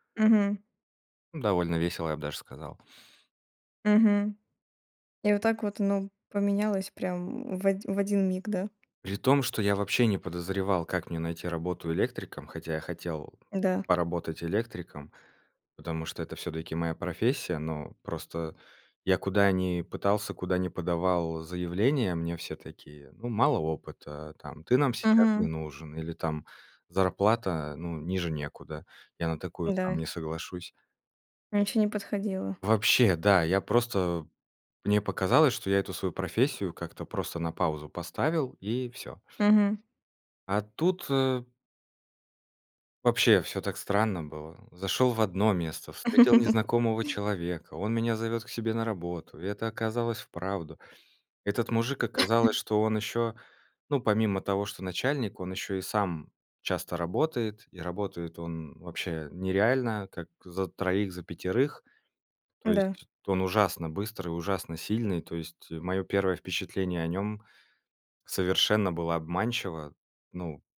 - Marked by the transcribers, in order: other background noise; tapping; laugh; chuckle
- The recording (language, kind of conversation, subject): Russian, podcast, Какая случайная встреча перевернула твою жизнь?